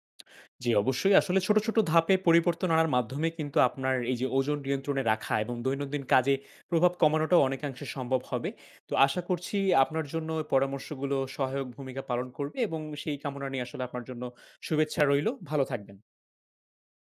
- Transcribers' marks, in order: other background noise
- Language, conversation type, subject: Bengali, advice, ব্যায়ামে নিয়মিত থাকার সহজ কৌশল